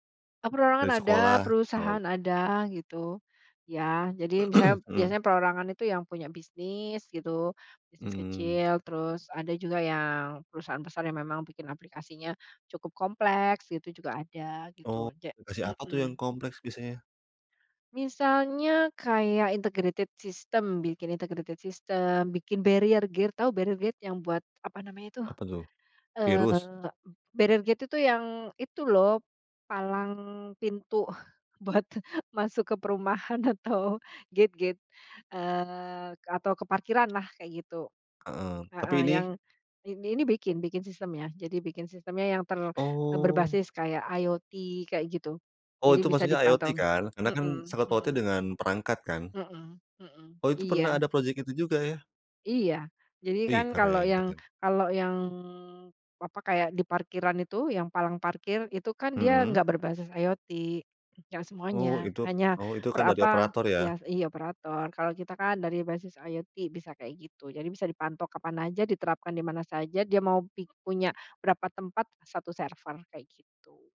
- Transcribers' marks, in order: other background noise; throat clearing; tapping; in English: "integrated system"; in English: "integrated system"; in English: "barrier gate"; in English: "barrier gate?"; in English: "barrier gate"; chuckle; laughing while speaking: "atau"; in English: "gate-gate"; in English: "IoT"; in English: "IoT"; in English: "IoT"; in English: "IoT"
- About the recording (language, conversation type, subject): Indonesian, podcast, Apa yang membuat kamu bersemangat mengerjakan proyek ini?